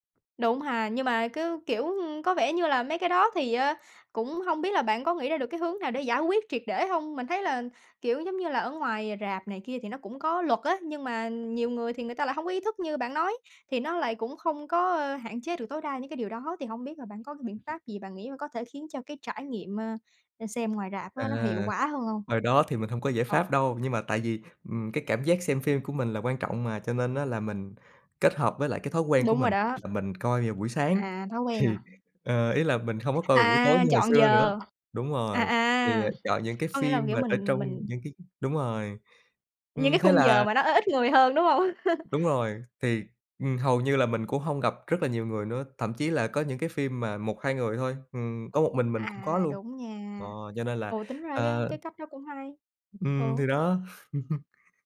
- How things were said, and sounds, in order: tapping; other background noise; laughing while speaking: "Thì"; chuckle; chuckle
- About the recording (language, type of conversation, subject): Vietnamese, podcast, Bạn mô tả cảm giác xem phim ở rạp khác với xem phim ở nhà như thế nào?